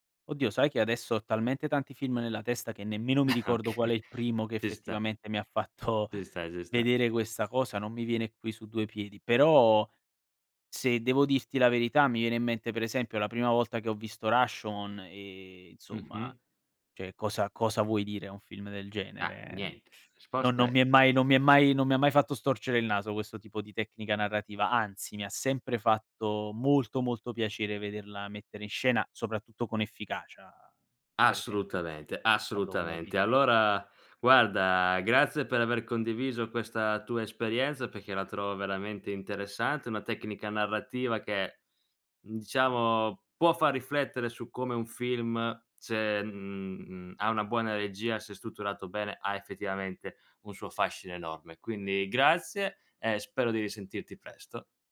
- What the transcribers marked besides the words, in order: chuckle; laughing while speaking: "Okay"; laughing while speaking: "fatto"; "cioè" said as "ceh"
- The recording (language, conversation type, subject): Italian, podcast, Come cambia la percezione di una storia a seconda del punto di vista?